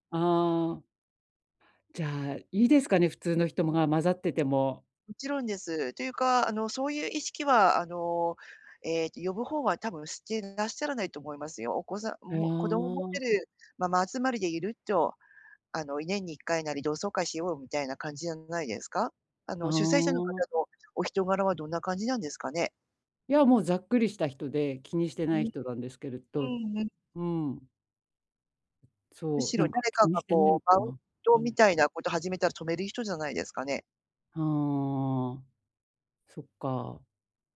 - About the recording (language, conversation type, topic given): Japanese, advice, 友人の集まりで孤立しないためにはどうすればいいですか？
- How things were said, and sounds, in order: tapping; other background noise; unintelligible speech